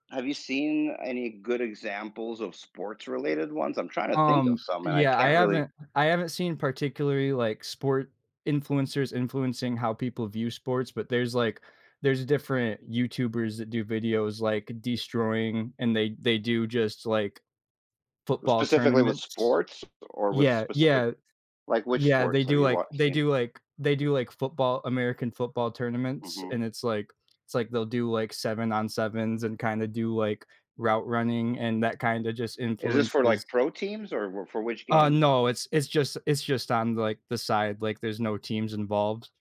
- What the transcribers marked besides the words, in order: other background noise
- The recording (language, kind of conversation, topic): English, unstructured, How has social media changed the way athletes connect with their fans and shape their public image?
- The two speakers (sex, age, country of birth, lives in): male, 20-24, United States, United States; male, 45-49, Ukraine, United States